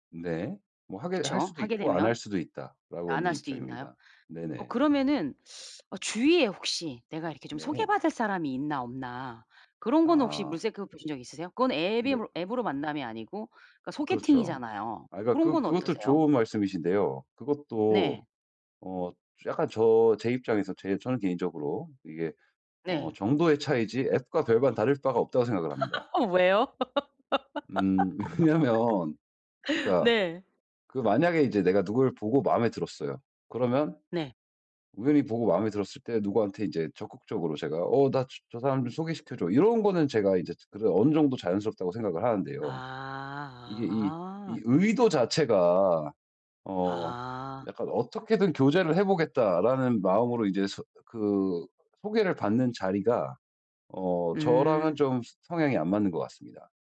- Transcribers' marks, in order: other background noise; laugh; laughing while speaking: "왜냐면"; laugh
- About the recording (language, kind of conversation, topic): Korean, advice, 가족의 기대와 제 가치관을 현실적으로 어떻게 조율하면 좋을까요?